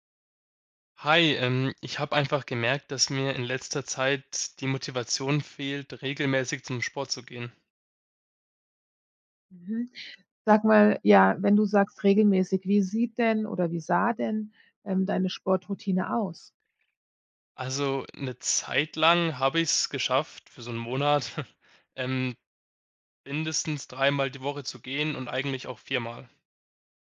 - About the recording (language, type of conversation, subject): German, advice, Warum fehlt mir die Motivation, regelmäßig Sport zu treiben?
- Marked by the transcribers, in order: chuckle